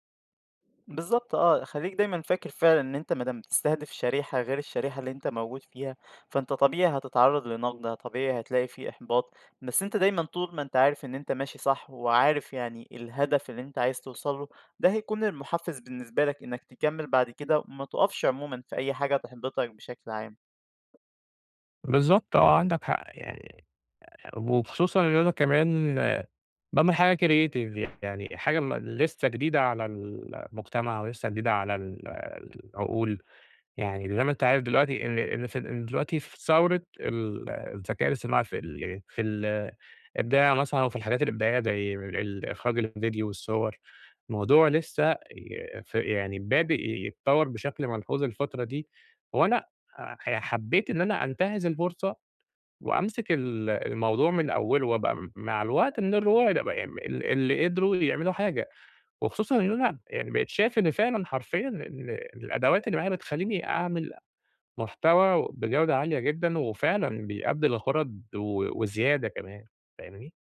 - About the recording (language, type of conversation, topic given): Arabic, advice, إزاي الرفض أو النقد اللي بيتكرر خلاّك تبطل تنشر أو تعرض حاجتك؟
- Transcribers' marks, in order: tapping; in English: "creative"; other background noise; unintelligible speech